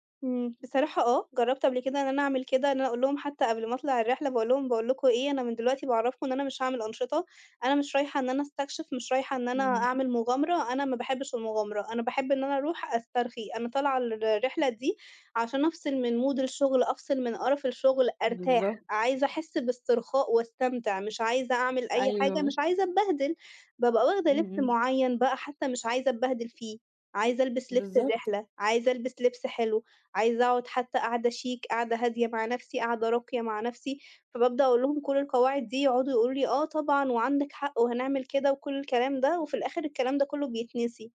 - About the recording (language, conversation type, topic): Arabic, advice, إزاي أنظم أجازة مريحة من غير ما أتعب؟
- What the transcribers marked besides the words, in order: in English: "Mood"